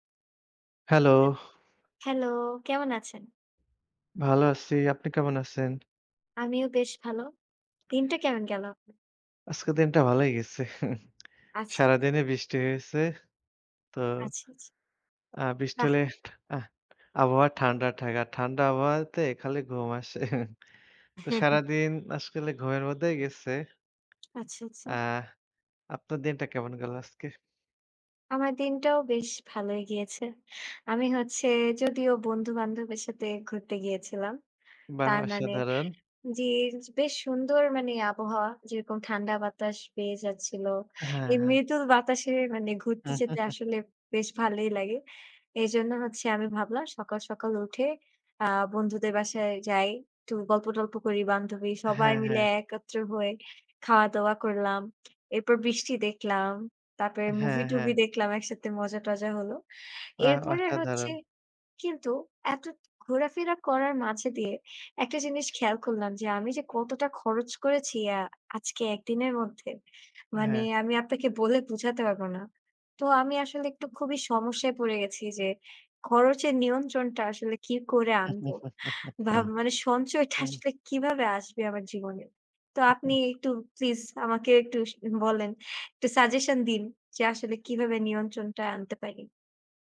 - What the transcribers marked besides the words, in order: tapping; other background noise; chuckle; "থাকে" said as "ঠাক"; chuckle; chuckle; "অসাধারণ" said as "অসাদারন"; chuckle; laughing while speaking: "আসলে কীভাবে"; chuckle
- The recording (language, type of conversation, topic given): Bengali, unstructured, ছোট ছোট খরচ নিয়ন্ত্রণ করলে কীভাবে বড় সঞ্চয় হয়?